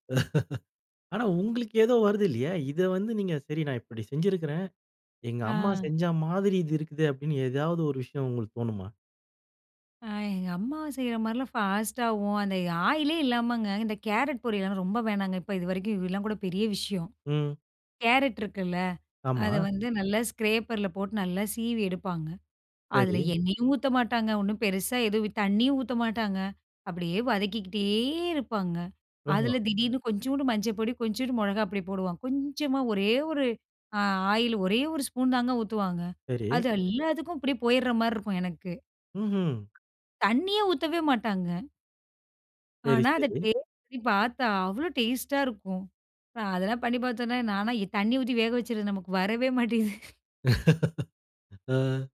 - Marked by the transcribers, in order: laugh; drawn out: "ஆ"; in English: "ஃபாஸ்ட்டாவும்"; other background noise; in English: "ஸ்க்ரேப்பர்ல"; drawn out: "வதக்கிக்கிட்டே"; in English: "ஆயில்"; in English: "ஸ்பூன்"; "மாதிரி" said as "மாரி"; surprised: "ம்ஹும்"; other noise; surprised: "தண்ணீயே ஊத்தவே மாட்டாங்க"; laugh; chuckle
- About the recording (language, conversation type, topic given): Tamil, podcast, அம்மாவின் குறிப்பிட்ட ஒரு சமையல் குறிப்பை பற்றி சொல்ல முடியுமா?